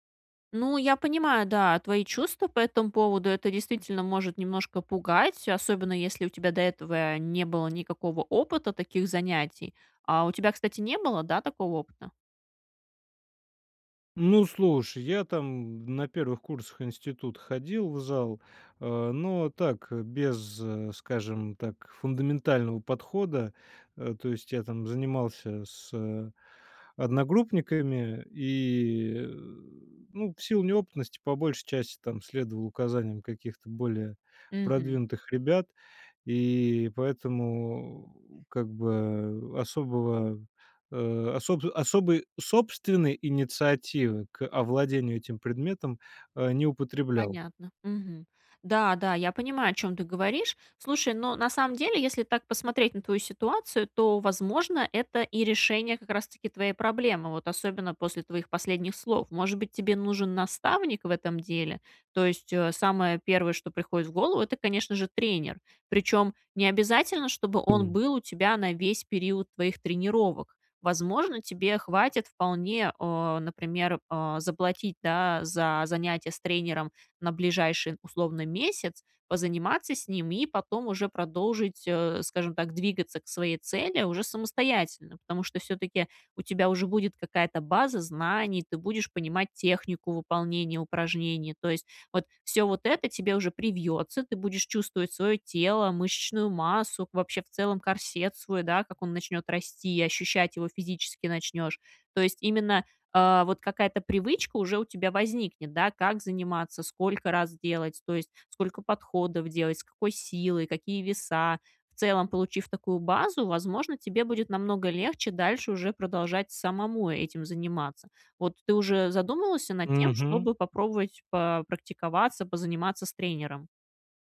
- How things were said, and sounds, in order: tapping; other background noise; unintelligible speech
- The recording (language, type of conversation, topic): Russian, advice, Как перестать бояться начать тренироваться из-за перфекционизма?